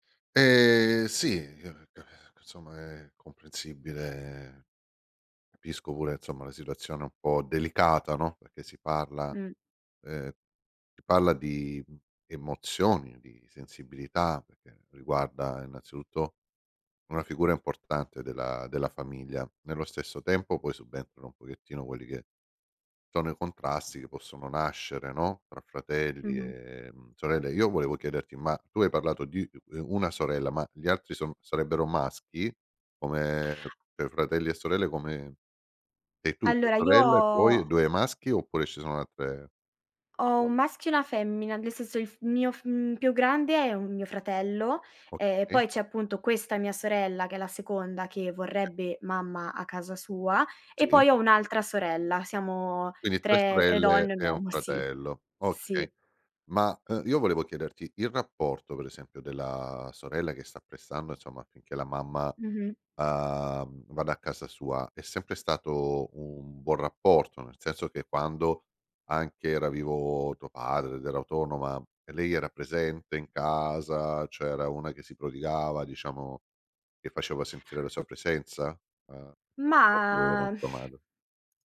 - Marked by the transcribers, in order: unintelligible speech; "cioè" said as "ceh"; unintelligible speech; unintelligible speech; drawn out: "Mah"
- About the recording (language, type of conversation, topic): Italian, advice, Come si può gestire un disaccordo tra fratelli sulla cura di un genitore anziano?